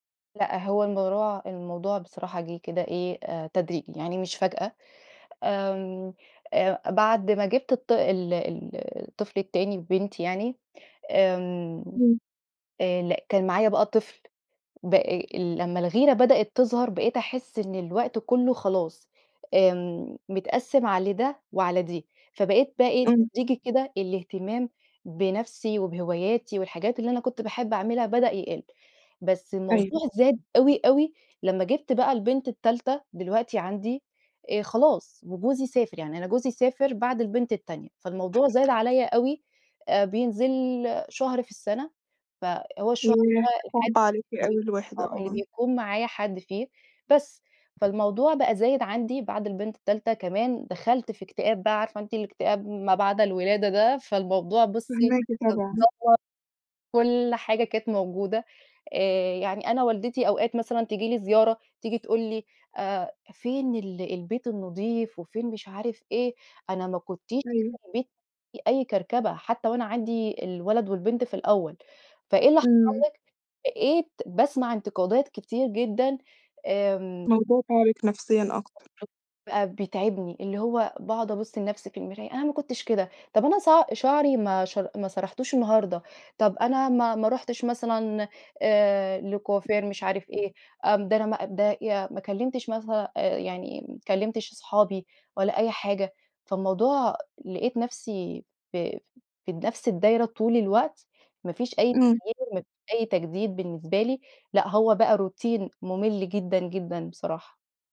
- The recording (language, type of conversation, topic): Arabic, advice, إزاي أوازن بين تربية الولاد وبين إني أهتم بنفسي وهواياتي من غير ما أحس إني ضايعة؟
- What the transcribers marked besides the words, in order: tapping; other background noise; unintelligible speech; unintelligible speech; unintelligible speech; unintelligible speech; in English: "روتين"